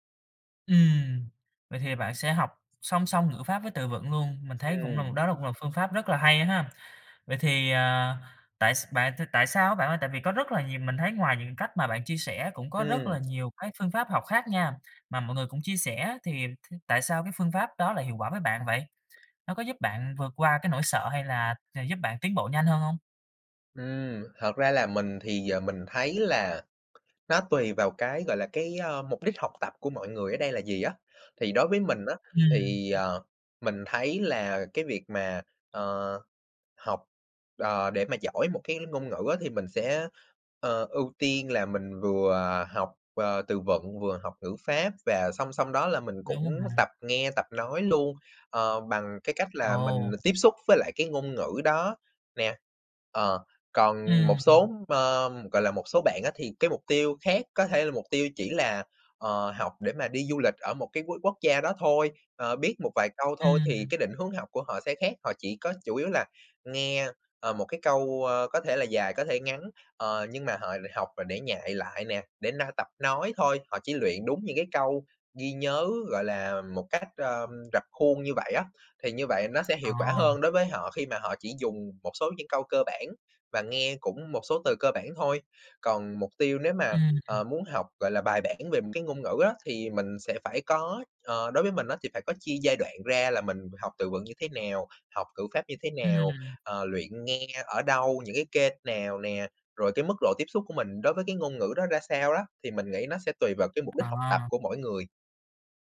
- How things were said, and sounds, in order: tapping; other background noise
- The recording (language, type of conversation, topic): Vietnamese, podcast, Làm thế nào để học một ngoại ngữ hiệu quả?
- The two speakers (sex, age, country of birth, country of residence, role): male, 20-24, Vietnam, Vietnam, guest; male, 20-24, Vietnam, Vietnam, host